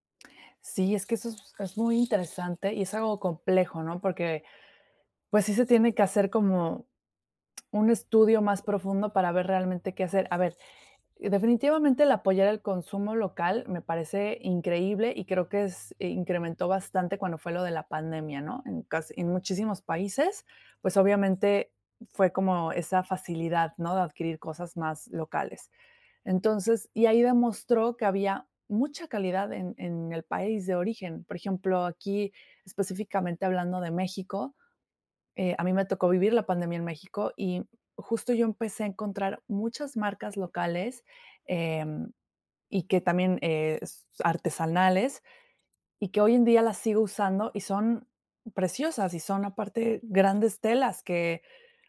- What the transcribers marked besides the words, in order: other background noise; other noise
- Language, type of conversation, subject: Spanish, podcast, Oye, ¿qué opinas del consumo responsable en la moda?